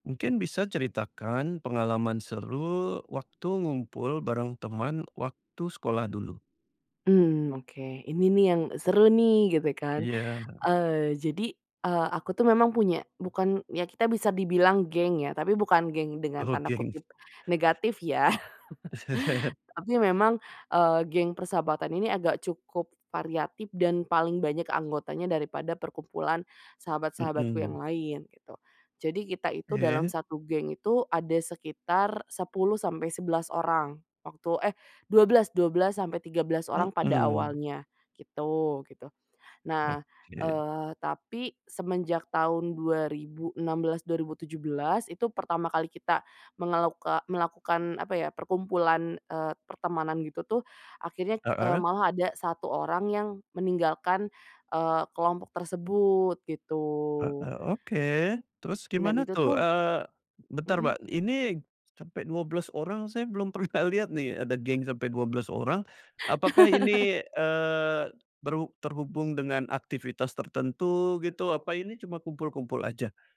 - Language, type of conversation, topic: Indonesian, podcast, Apa pengalaman paling seru saat kamu ngumpul bareng teman-teman waktu masih sekolah?
- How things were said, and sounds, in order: laughing while speaking: "Oh, geng"; chuckle; laughing while speaking: "pernah"; other background noise; chuckle